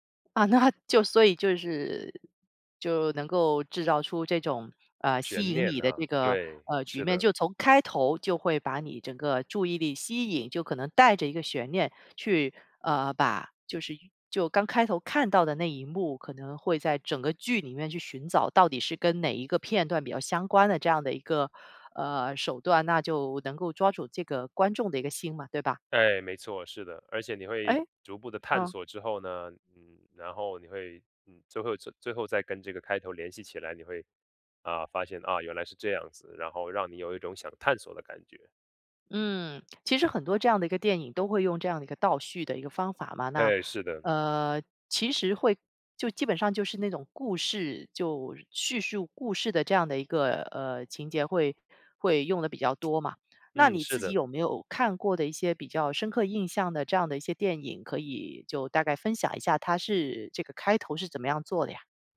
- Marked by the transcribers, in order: other background noise; laughing while speaking: "啊，那就"
- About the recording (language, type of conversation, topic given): Chinese, podcast, 什么样的电影开头最能一下子吸引你？